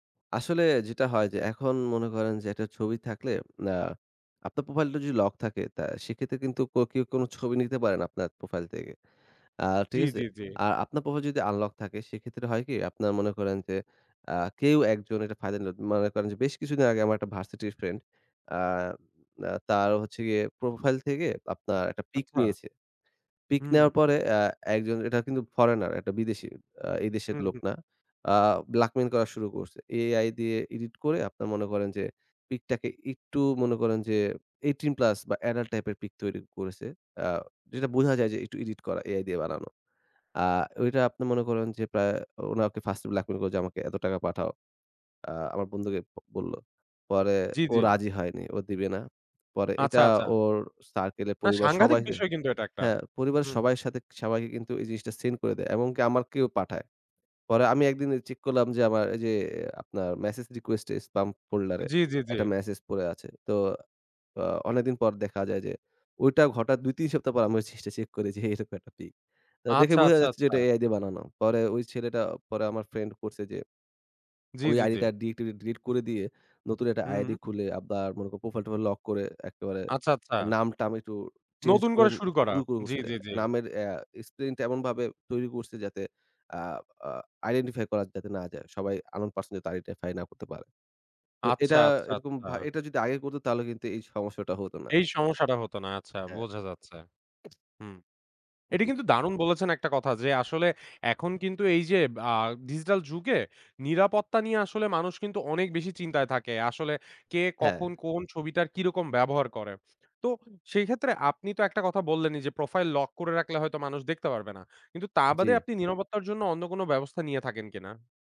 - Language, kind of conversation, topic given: Bengali, podcast, সামাজিক মিডিয়া আপনার পরিচয়ে কী ভূমিকা রাখে?
- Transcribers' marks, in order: tapping; "থেকে" said as "তেকে"; in English: "blackmail"; in English: "blackmail"; "আমাকেও" said as "আমারকেউ"; in English: "স্পেলিং"; in English: "identify"; in English: "unknown person"; "ফাইন্ড" said as "ফাই"